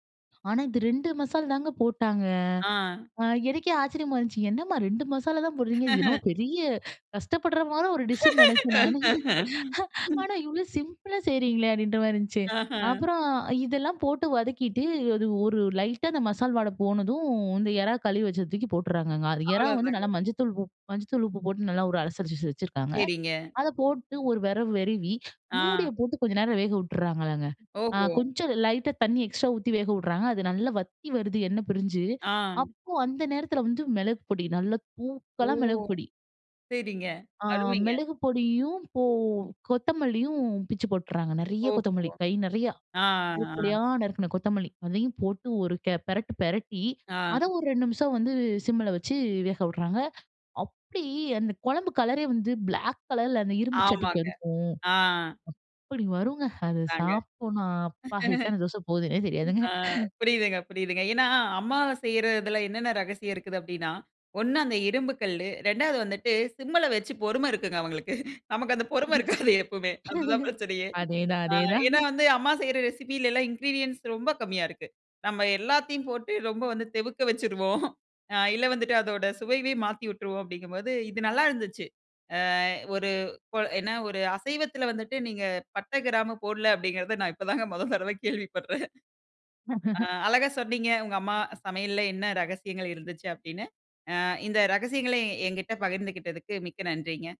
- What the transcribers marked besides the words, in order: drawn out: "போட்டாங்க"; chuckle; in English: "டிஷ்னு"; laugh; chuckle; other background noise; chuckle; tapping; chuckle; laughing while speaking: "நமக்கு அந்த பொறுமை இருக்காது எப்போமே, அதுதான் பிரச்சனையே"; unintelligible speech; laughing while speaking: "அதேதான், அதேதான்"; in English: "ரெசிப்பிலலாம் இன்கிரீடியன்ட்ஸ்"; laughing while speaking: "நான் இப்போதாங்க முதல் தடவை கேள்விப்பட்றேன்"; chuckle
- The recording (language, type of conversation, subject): Tamil, podcast, அம்மாவின் சமையல் ரகசியங்களைப் பகிரலாமா?